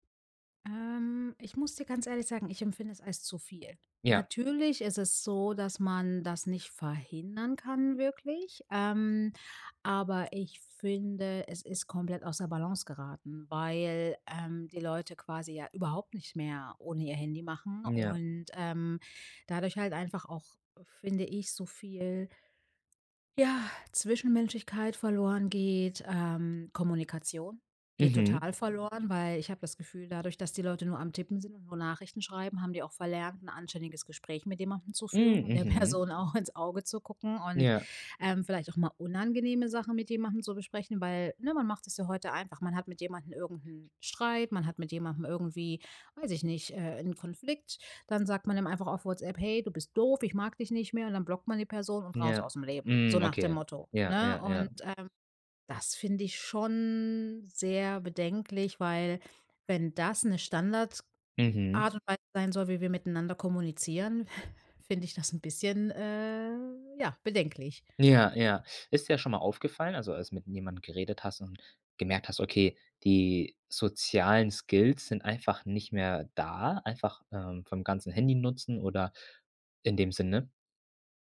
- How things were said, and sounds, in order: sigh; laughing while speaking: "der Person auch ins"; stressed: "unangenehme"; drawn out: "schon"; chuckle; drawn out: "äh"; other background noise
- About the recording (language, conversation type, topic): German, podcast, Wie regelt ihr die Handynutzung beim Abendessen?